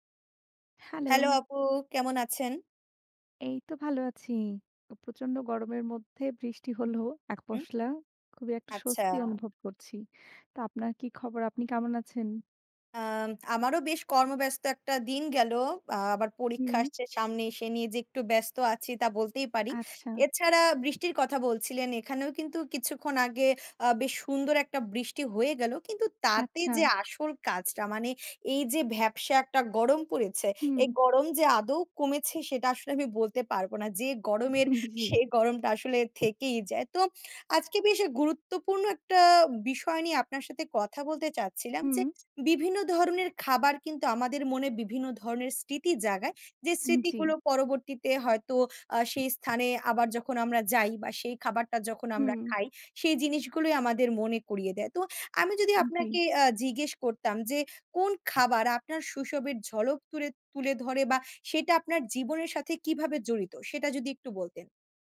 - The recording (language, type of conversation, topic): Bengali, unstructured, কোন খাবার তোমার মনে বিশেষ স্মৃতি জাগায়?
- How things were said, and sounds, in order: laughing while speaking: "যে গরমের, সে গরমটা আসলে থেকেই যায়"; chuckle